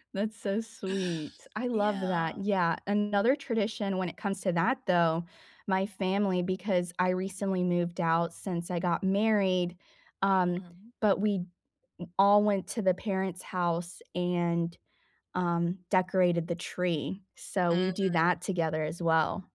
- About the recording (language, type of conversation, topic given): English, unstructured, What is a family tradition that means a lot to you?
- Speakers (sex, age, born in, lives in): female, 20-24, United States, United States; female, 55-59, United States, United States
- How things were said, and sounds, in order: tapping